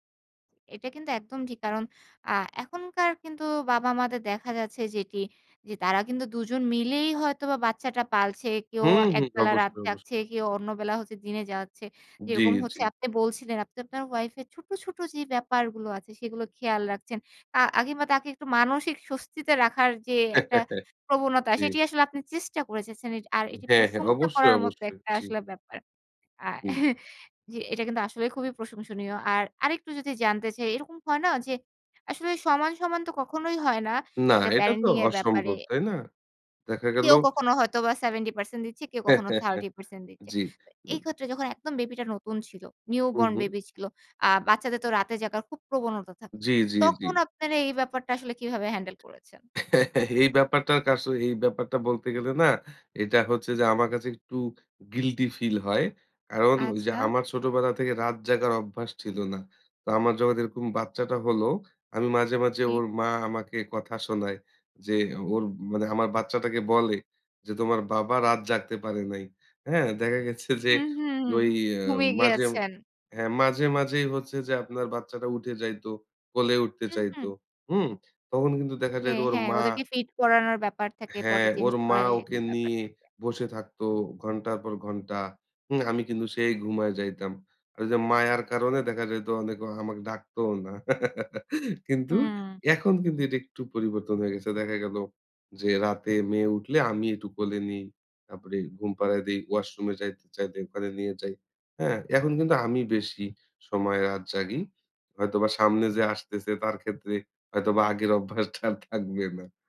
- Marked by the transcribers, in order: tapping; scoff; scoff; in English: "প্যারেন্টিং"; laugh; in English: "নিউ বর্ন"; laughing while speaking: "এই ব্যাপারটা কা আসলে"; laugh; laughing while speaking: "যে আসতেছে তার ক্ষেত্রে হয়তোবা আগের অভ্যাসটা আর থাকবে না"
- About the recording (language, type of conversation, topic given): Bengali, podcast, সম্পর্কের জন্য আপনি কতটা ত্যাগ করতে প্রস্তুত?